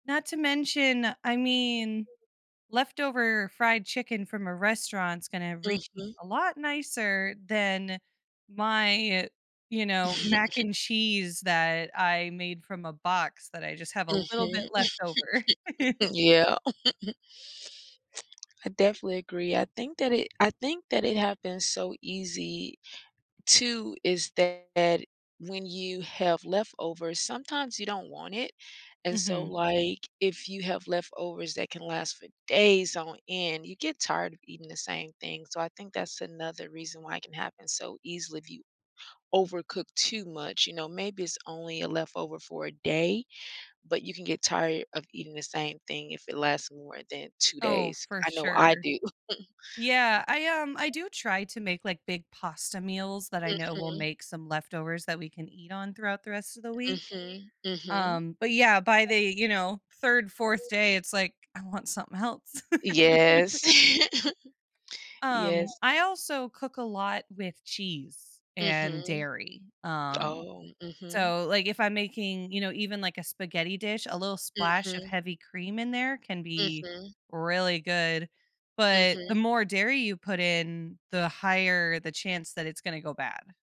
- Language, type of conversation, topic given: English, unstructured, What habits or choices lead to food being wasted in our homes?
- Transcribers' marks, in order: other background noise; chuckle; chuckle; stressed: "days"; chuckle; background speech; chuckle